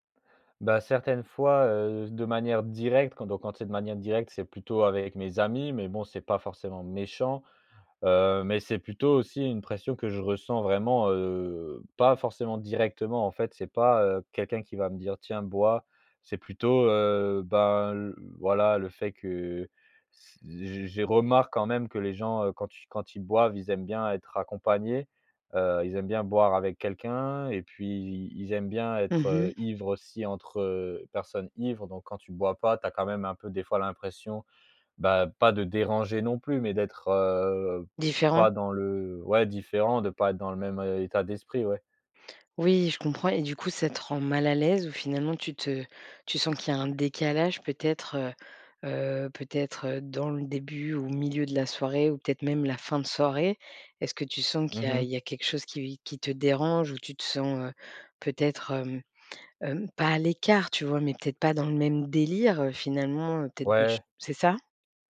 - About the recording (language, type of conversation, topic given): French, advice, Comment gérer la pression à boire ou à faire la fête pour être accepté ?
- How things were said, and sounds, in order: none